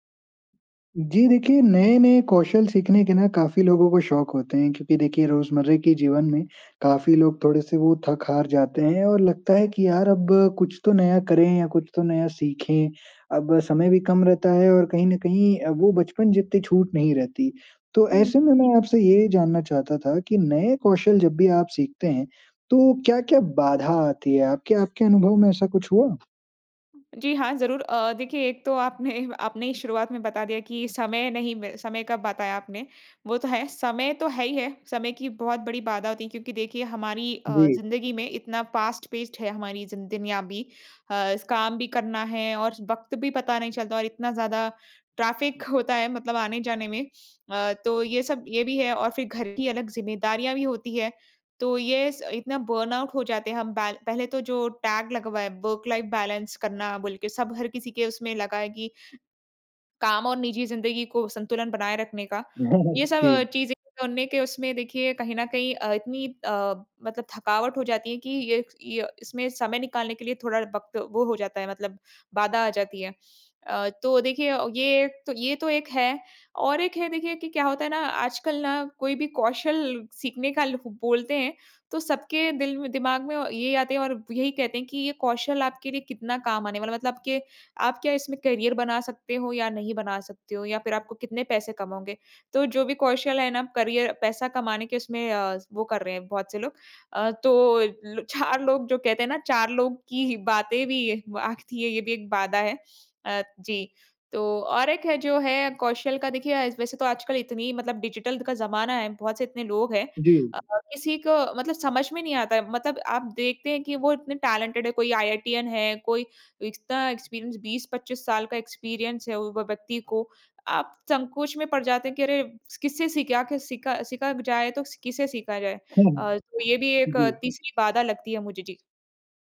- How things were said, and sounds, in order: other background noise; tapping; in English: "फास्ट-पेस्ड"; in English: "ट्रैफिक"; in English: "बर्नआउट"; in English: "टैग"; in English: "वर्क-लाइफ बैलेंस"; chuckle; in English: "करियर"; in English: "करियर"; in English: "डिजिटल"; in English: "टैलेंटेड"; in English: "आईआईटीएन"; in English: "एक्सपीरियंस"; in English: "एक्सपीरियंस"; laughing while speaking: "हुँ"
- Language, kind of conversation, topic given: Hindi, podcast, नए कौशल सीखने में आपको सबसे बड़ी बाधा क्या लगती है?